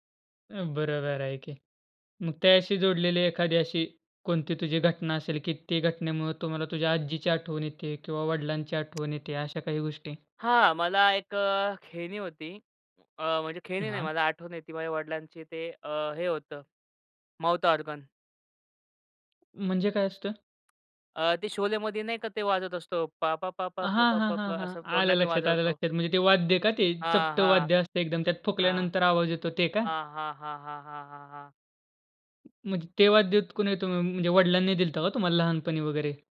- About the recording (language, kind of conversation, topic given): Marathi, podcast, तुझे पहिले आवडते खेळणे किंवा वस्तू कोणती होती?
- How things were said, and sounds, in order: tapping; anticipating: "म्हणजे काय असतं?"; put-on voice: "पा-पा, पा-पा, प-पा, प-पा"